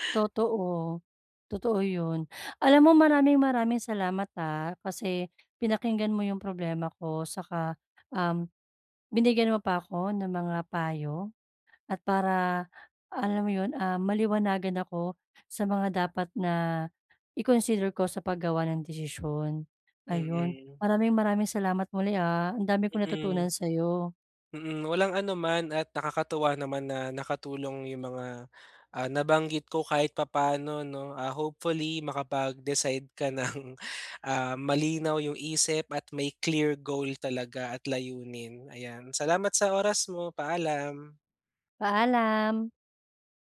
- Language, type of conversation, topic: Filipino, advice, Paano ko mapapasimple ang proseso ng pagpili kapag maraming pagpipilian?
- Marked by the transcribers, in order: none